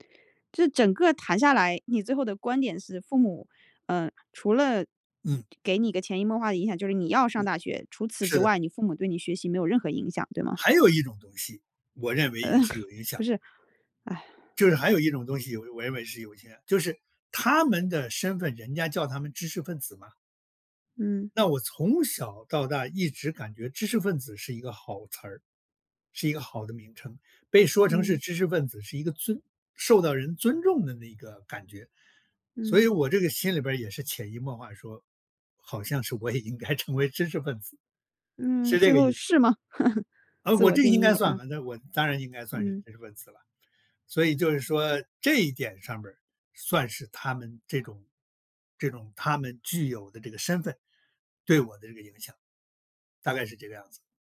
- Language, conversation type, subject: Chinese, podcast, 家人对你的学习有哪些影响？
- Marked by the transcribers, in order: laughing while speaking: "呃"; laughing while speaking: "应该成为知识分子"; laugh